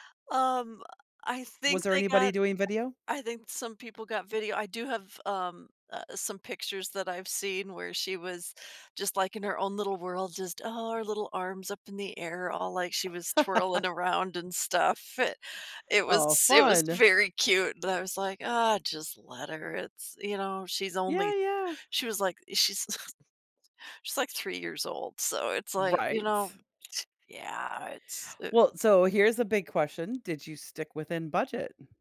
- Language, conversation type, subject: English, advice, How can I plan an engagement celebration?
- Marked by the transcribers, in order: tapping; laugh; chuckle; chuckle; scoff; other background noise